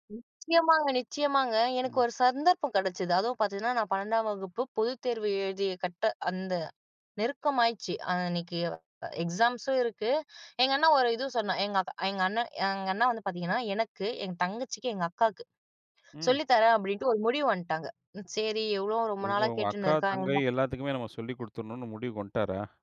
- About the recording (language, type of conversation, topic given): Tamil, podcast, உங்கள் கலை அடையாளம் எப்படி உருவானது?
- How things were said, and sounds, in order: in English: "எக்ஸாம்ஸும்"; "வன்டாங்க" said as "வந்துட்டாங்க"; "சேரி" said as "சரி"; "கேட்டுன்னு" said as "கேட்டுக்கொண்டே"; "வன்டாரா" said as "வந்துவிட்டாரா"